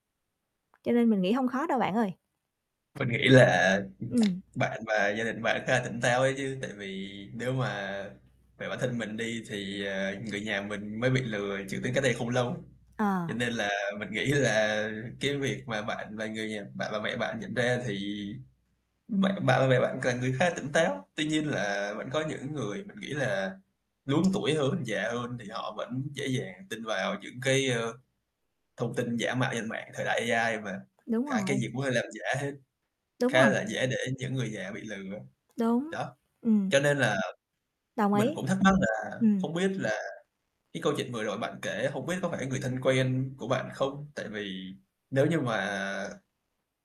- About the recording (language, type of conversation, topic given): Vietnamese, podcast, Bạn đã từng xử lý một vụ lừa đảo trực tuyến như thế nào?
- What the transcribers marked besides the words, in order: tapping; other background noise; distorted speech